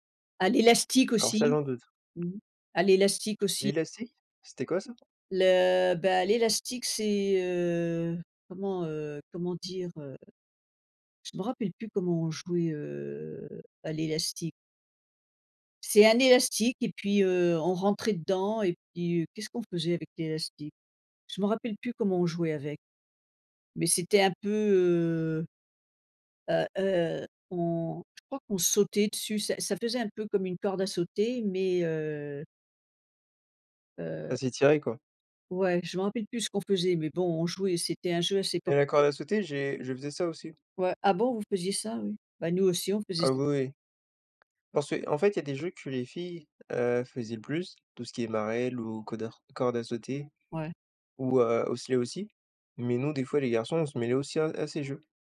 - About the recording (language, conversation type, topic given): French, unstructured, Qu’est-ce que tu aimais faire quand tu étais plus jeune ?
- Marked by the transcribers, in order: other background noise